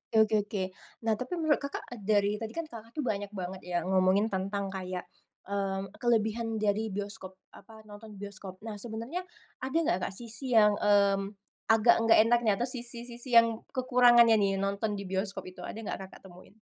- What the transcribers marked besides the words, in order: none
- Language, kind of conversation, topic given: Indonesian, podcast, Kamu lebih suka menonton di bioskop atau lewat layanan siaran daring di rumah, dan kenapa?